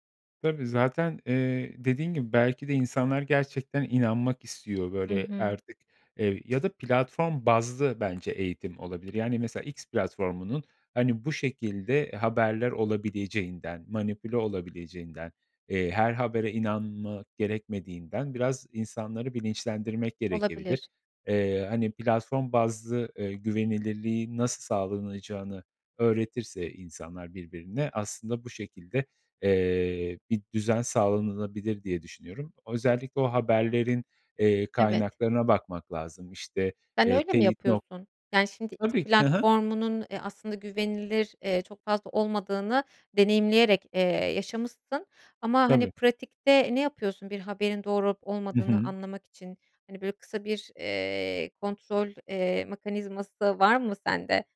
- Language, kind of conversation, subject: Turkish, podcast, İnternetten haberleri nasıl takip ediyorsun ve hangi kaynaklara güveniyorsun?
- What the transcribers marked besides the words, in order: tapping; "sağlanabilir" said as "sağlanılabilir"; other background noise